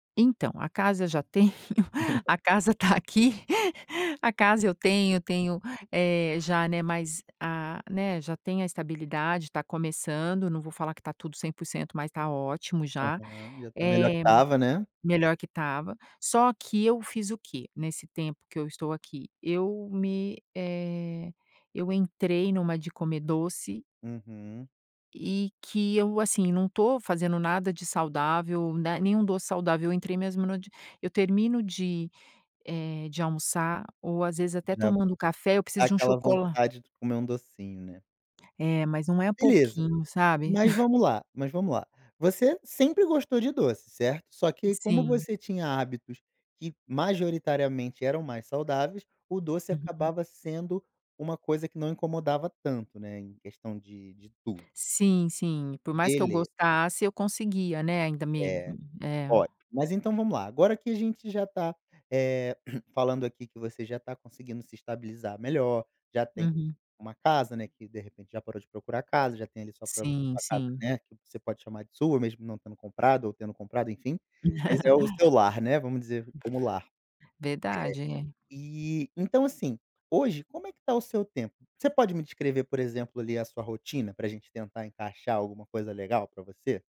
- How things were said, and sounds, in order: chuckle; tapping; unintelligible speech; other background noise; chuckle; throat clearing; chuckle
- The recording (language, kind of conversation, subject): Portuguese, advice, Como posso lidar com recaídas frequentes em hábitos que quero mudar?